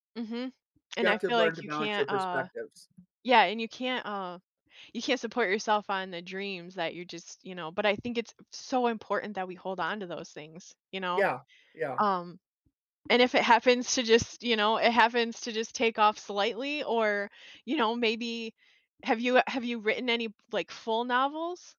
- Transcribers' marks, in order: other background noise
- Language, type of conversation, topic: English, unstructured, How do realism and idealism shape the way we approach challenges in life?
- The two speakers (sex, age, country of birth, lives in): female, 40-44, United States, United States; male, 30-34, United States, United States